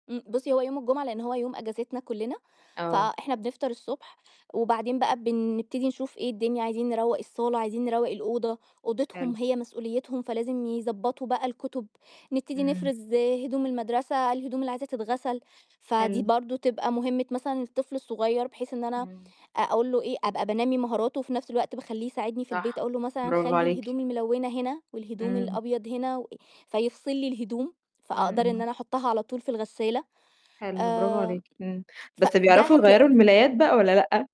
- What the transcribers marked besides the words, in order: none
- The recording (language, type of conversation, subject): Arabic, podcast, إيه دور العيلة في روتينك اليومي؟